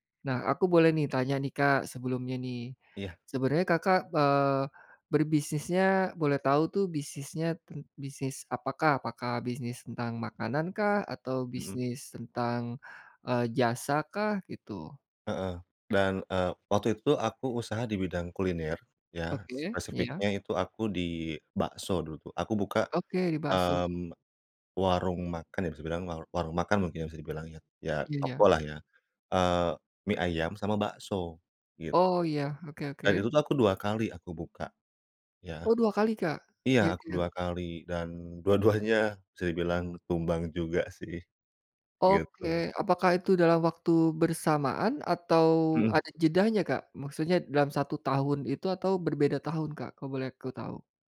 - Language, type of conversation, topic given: Indonesian, advice, Bagaimana cara bangkit dari kegagalan sementara tanpa menyerah agar kebiasaan baik tetap berjalan?
- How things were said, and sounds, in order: none